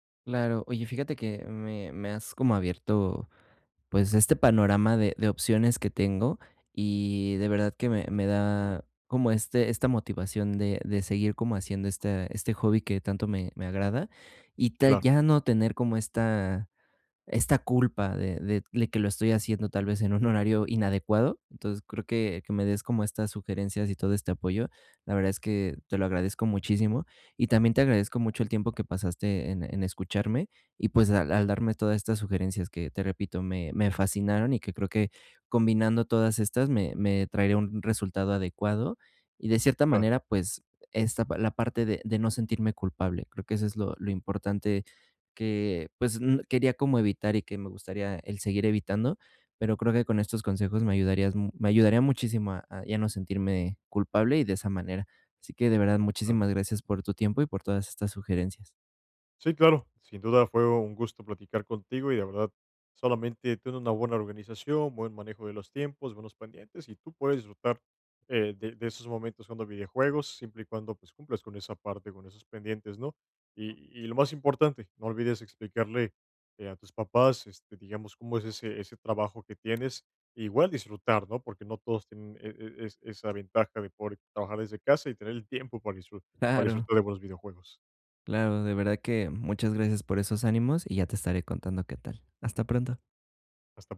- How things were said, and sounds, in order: tapping
- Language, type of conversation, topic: Spanish, advice, Cómo crear una rutina de ocio sin sentirse culpable
- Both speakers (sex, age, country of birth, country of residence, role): male, 20-24, Mexico, Mexico, user; male, 25-29, Mexico, Mexico, advisor